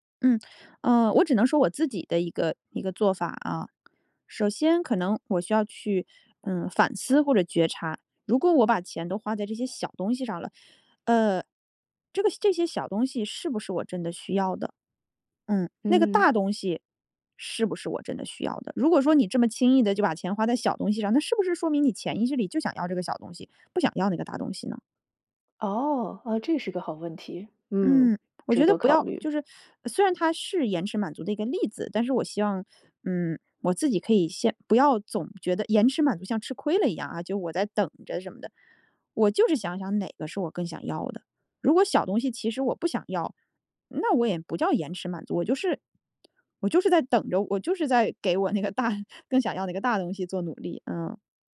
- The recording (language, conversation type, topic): Chinese, podcast, 你怎样教自己延迟满足？
- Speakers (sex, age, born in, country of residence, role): female, 35-39, China, United States, guest; female, 35-39, China, United States, host
- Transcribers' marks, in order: laughing while speaking: "大"